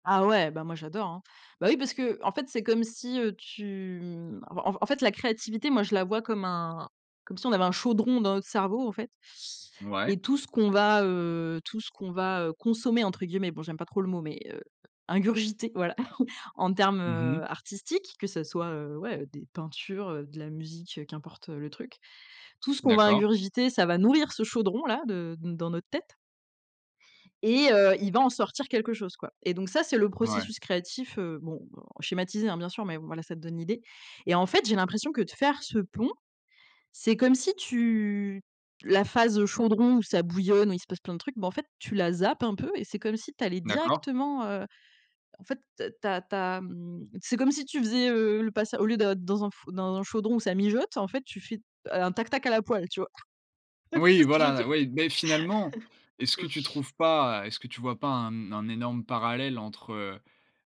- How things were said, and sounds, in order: chuckle; laugh; laughing while speaking: "Tu"; chuckle
- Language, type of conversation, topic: French, podcast, Peux-tu me parler d’un hobby qui te passionne et m’expliquer pourquoi tu l’aimes autant ?